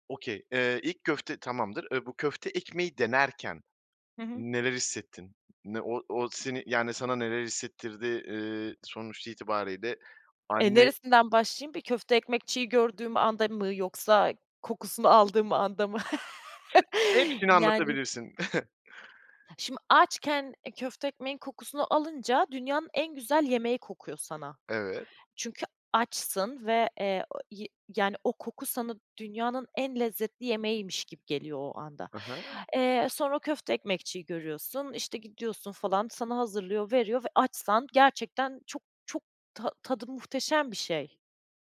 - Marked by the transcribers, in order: in English: "Okay"; laughing while speaking: "kokusunu aldığım anda mı?"; unintelligible speech; chuckle
- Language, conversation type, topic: Turkish, podcast, Sokak yemekleri neden popüler ve bu konuda ne düşünüyorsun?
- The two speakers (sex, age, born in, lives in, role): female, 30-34, Turkey, Germany, guest; male, 25-29, Turkey, Poland, host